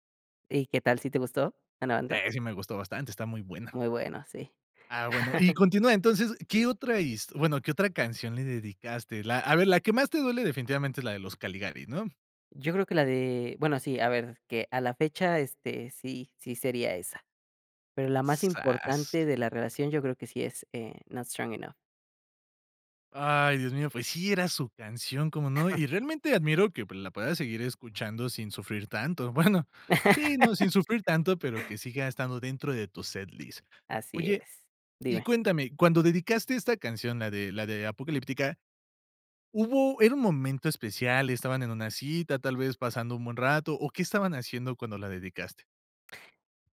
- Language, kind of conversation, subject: Spanish, podcast, ¿Qué canción te transporta a tu primer amor?
- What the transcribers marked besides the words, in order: chuckle; giggle; laugh; laughing while speaking: "Bueno"; in English: "set list"